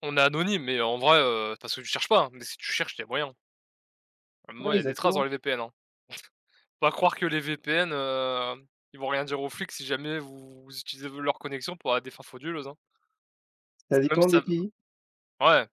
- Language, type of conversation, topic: French, unstructured, Les réseaux sociaux sont-ils responsables du harcèlement en ligne ?
- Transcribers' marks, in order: chuckle